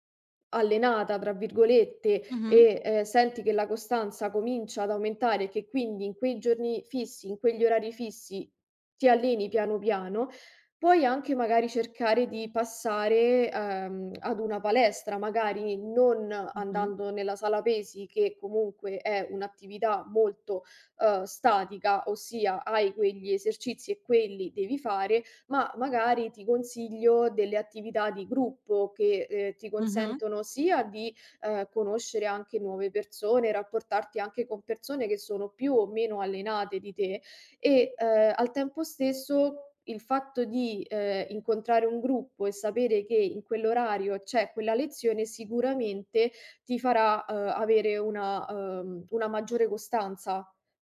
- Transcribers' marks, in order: tapping
- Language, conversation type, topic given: Italian, advice, Come posso mantenere la costanza nell’allenamento settimanale nonostante le difficoltà?